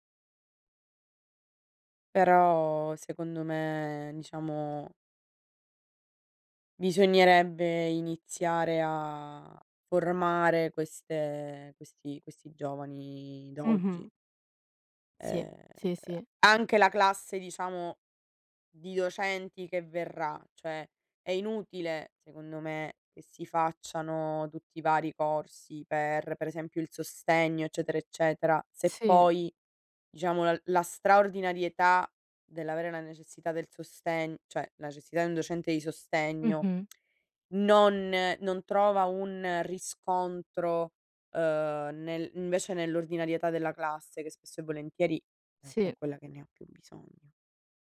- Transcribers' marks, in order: "cioè" said as "ceh"; "cioè" said as "ceh"; other background noise
- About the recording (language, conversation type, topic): Italian, unstructured, Come si può combattere il bullismo nelle scuole?